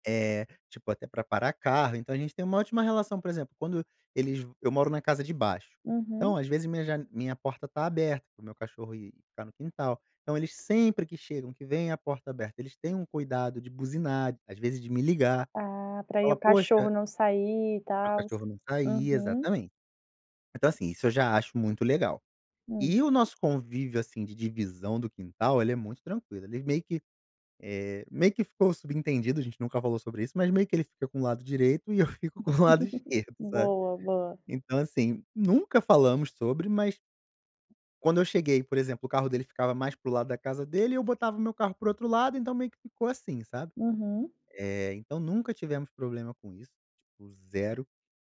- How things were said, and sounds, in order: tapping; laugh; chuckle
- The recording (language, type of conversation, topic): Portuguese, podcast, O que significa ser um bom vizinho hoje?
- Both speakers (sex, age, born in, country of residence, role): female, 30-34, Brazil, Cyprus, host; male, 35-39, Brazil, Portugal, guest